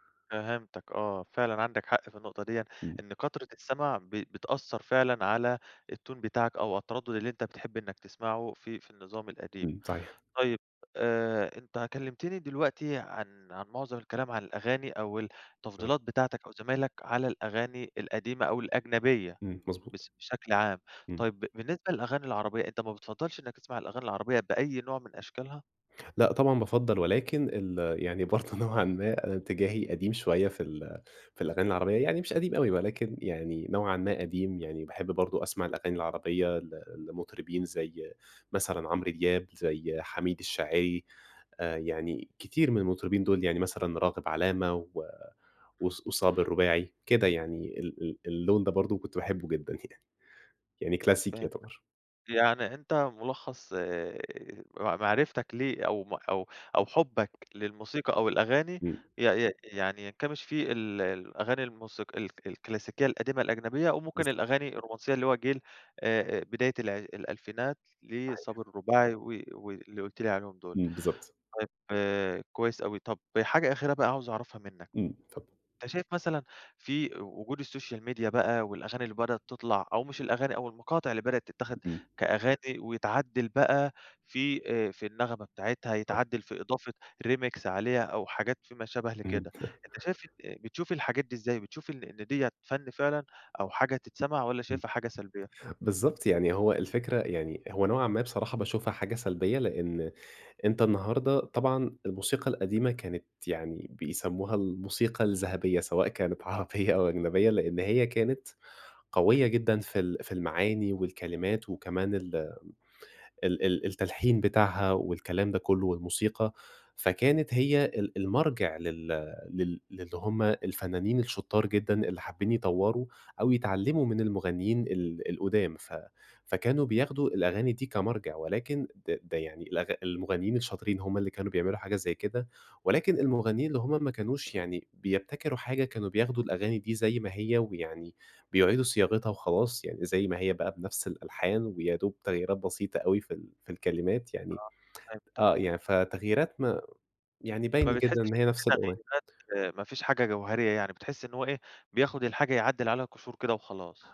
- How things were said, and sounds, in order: tapping; in English: "التون"; laughing while speaking: "برضو"; laughing while speaking: "يعني"; in English: "Social Media"; in English: "Remix"; chuckle; laughing while speaking: "عربيّة"; other background noise
- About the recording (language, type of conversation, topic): Arabic, podcast, سؤال عن دور الأصحاب في تغيير التفضيلات الموسيقية